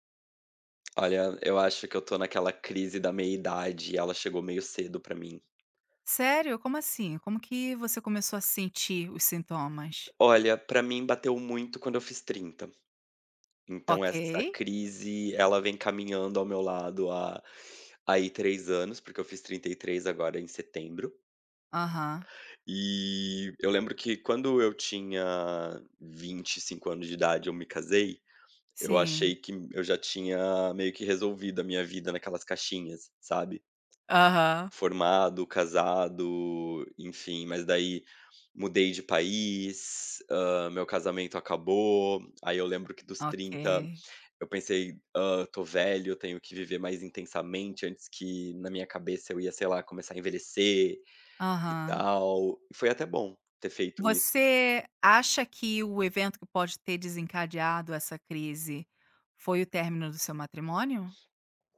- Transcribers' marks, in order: none
- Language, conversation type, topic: Portuguese, advice, Como você descreveria sua crise de identidade na meia-idade?